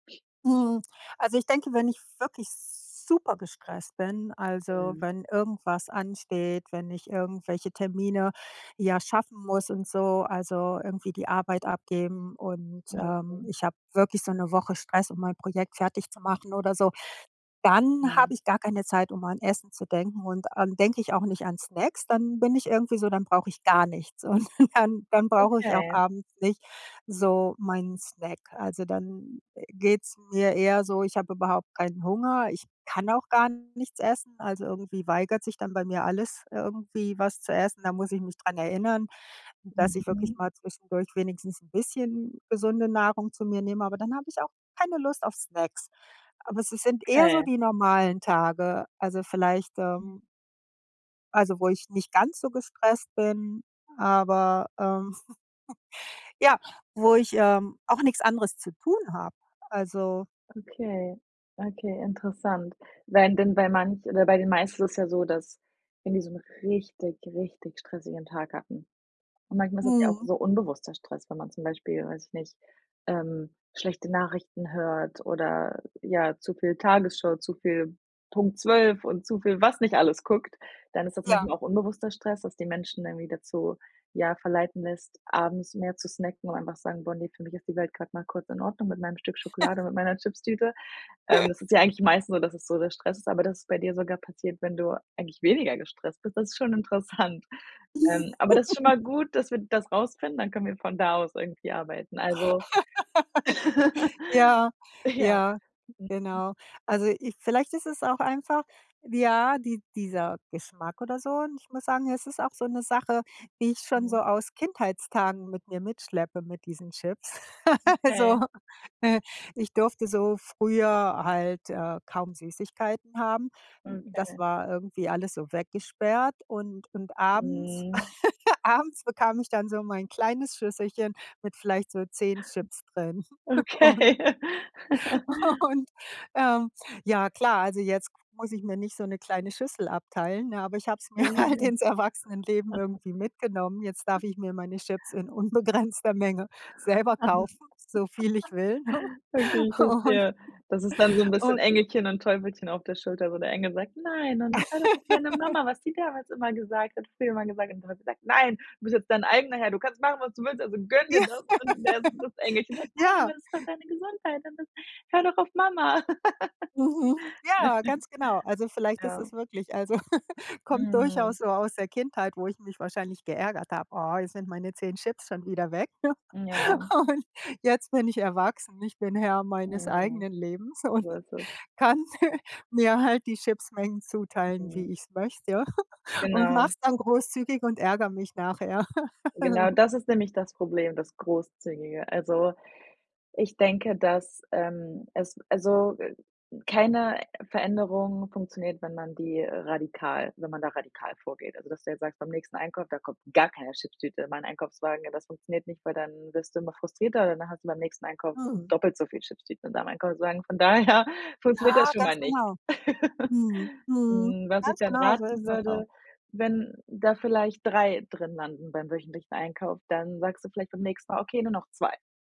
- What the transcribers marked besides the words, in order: laughing while speaking: "Und dann"; chuckle; chuckle; laugh; laugh; laughing while speaking: "interessant"; laugh; laugh; laughing while speaking: "Ja"; laugh; laugh; laugh; laughing while speaking: "Und und"; laughing while speaking: "Okay"; laugh; laughing while speaking: "halt ins Erwachsenenleben"; unintelligible speech; laugh; other background noise; laughing while speaking: "unbegrenzter Menge selber"; laugh; laughing while speaking: "ne? Und"; put-on voice: "Nein und hör doch auf … immer gesagt hat"; laugh; put-on voice: "Nein, du bist jetzt dein … gönn dir das"; laughing while speaking: "Ja"; laugh; unintelligible speech; put-on voice: "Nein, aber das ist doch … doch auf Mama"; laugh; laughing while speaking: "Und"; laughing while speaking: "und kann mir"; laugh; laugh; stressed: "gar"; laughing while speaking: "daher"; laugh
- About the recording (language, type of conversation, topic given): German, advice, Wie kann ich abends trotz guter Vorsätze mit stressbedingtem Essen aufhören?